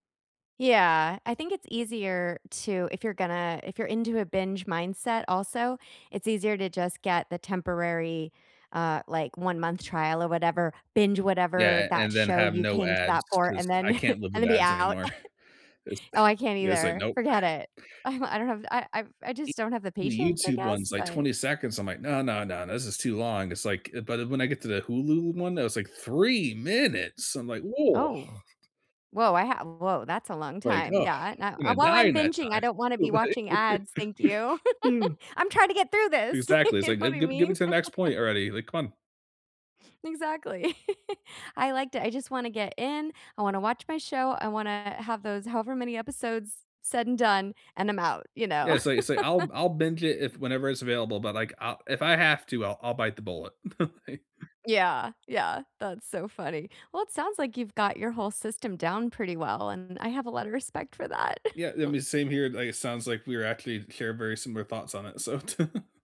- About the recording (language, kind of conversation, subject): English, unstructured, When a new series comes out, do you binge-watch it or prefer weekly episodes, and why?
- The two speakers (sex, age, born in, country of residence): female, 45-49, United States, United States; male, 30-34, United States, United States
- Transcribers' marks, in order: other background noise; chuckle; stressed: "three minutes"; other noise; laughing while speaking: "Right?"; giggle; laugh; giggle; laughing while speaking: "You know what I mean?"; chuckle; giggle; laugh; chuckle; chuckle; chuckle